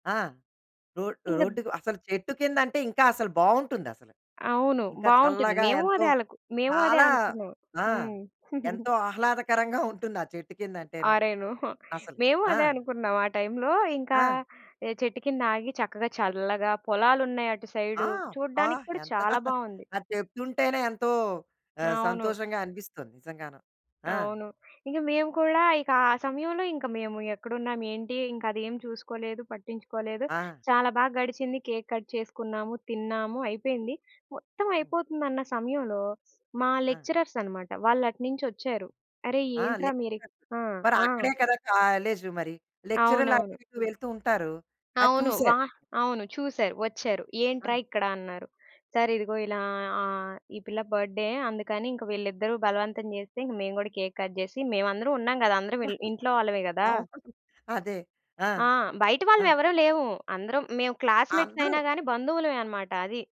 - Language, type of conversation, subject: Telugu, podcast, సరదాగా చేసిన వ్యంగ్యం బాధగా మారిన అనుభవాన్ని మీరు చెప్పగలరా?
- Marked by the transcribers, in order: giggle; tapping; in English: "టైమ్‌లో"; chuckle; in English: "కట్"; in English: "లెక్చరర్స్"; in English: "లెక్చరర్"; in English: "సార్"; in English: "బర్త్ డే"; in English: "కట్"; laughing while speaking: "అవును"; in English: "క్లాస్‌మేట్స్"